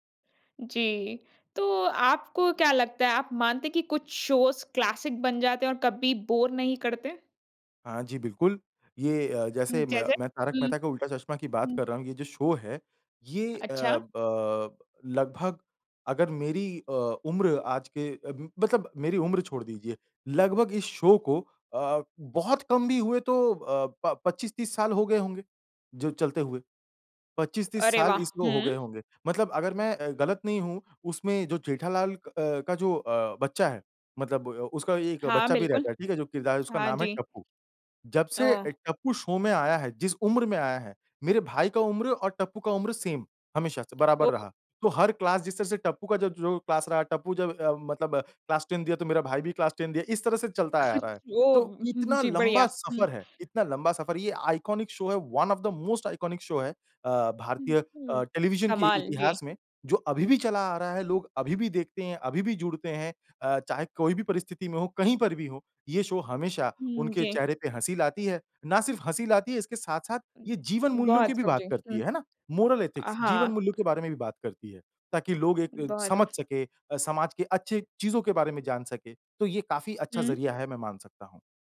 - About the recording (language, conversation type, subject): Hindi, podcast, आराम करने के लिए आप कौन-सा टीवी धारावाहिक बार-बार देखते हैं?
- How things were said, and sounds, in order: in English: "शोज़ क्लासिक"; in English: "शो"; in English: "शो"; in English: "शो"; in English: "सेम"; in English: "क्लास"; in English: "क्लास"; in English: "क्लास टेन"; in English: "क्लास टेन"; chuckle; in English: "आइकॉनिक शो"; in English: "वन ऑफ द मोस्ट आइकॉनिक शो"; in English: "मोरल एथिक्स"